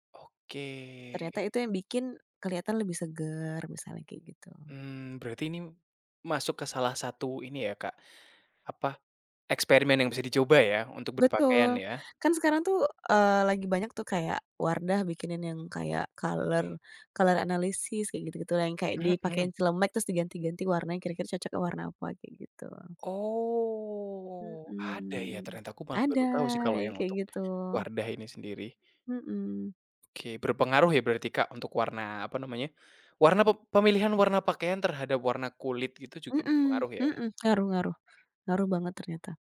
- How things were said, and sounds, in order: drawn out: "Oke"; in English: "color, color"; drawn out: "Oh"
- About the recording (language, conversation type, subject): Indonesian, podcast, Bagaimana cara mulai bereksperimen dengan penampilan tanpa takut melakukan kesalahan?